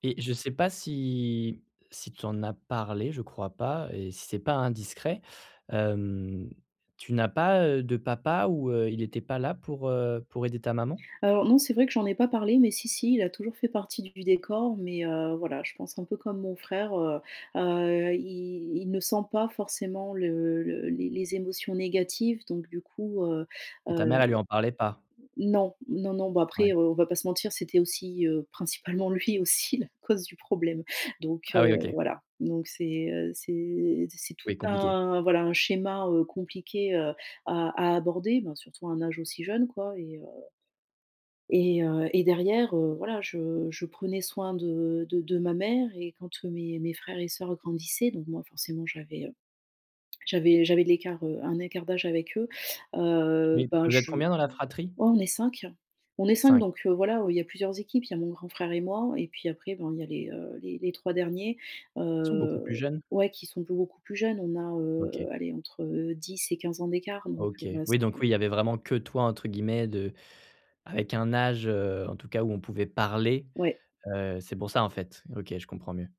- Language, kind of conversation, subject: French, advice, Comment communiquer mes besoins émotionnels à ma famille ?
- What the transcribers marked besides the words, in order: drawn out: "si"; laughing while speaking: "lui aussi la cause du problème"; stressed: "parler"